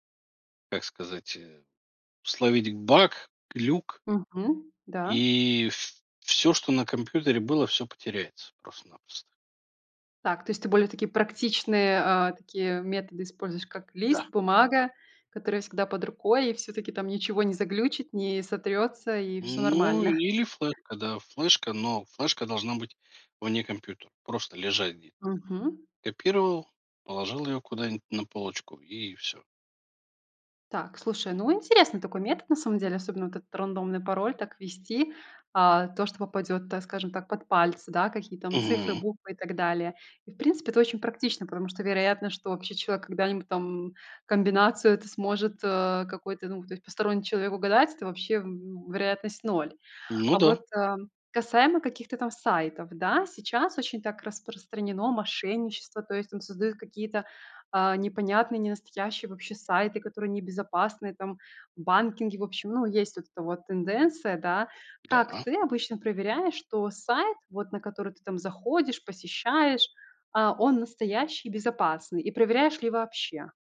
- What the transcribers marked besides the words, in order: chuckle; tapping
- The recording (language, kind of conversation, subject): Russian, podcast, Какие привычки помогают повысить безопасность в интернете?